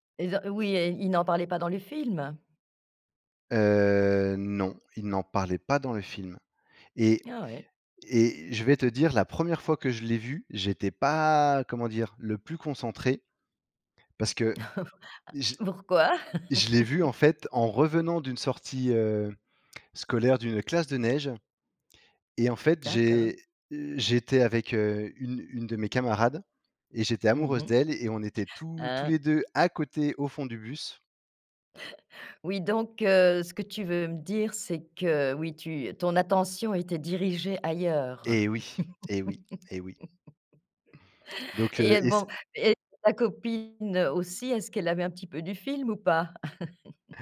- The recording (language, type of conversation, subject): French, podcast, Quels films te reviennent en tête quand tu repenses à ton adolescence ?
- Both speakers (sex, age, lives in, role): female, 60-64, France, host; male, 35-39, France, guest
- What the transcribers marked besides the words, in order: chuckle; laugh; laugh; laugh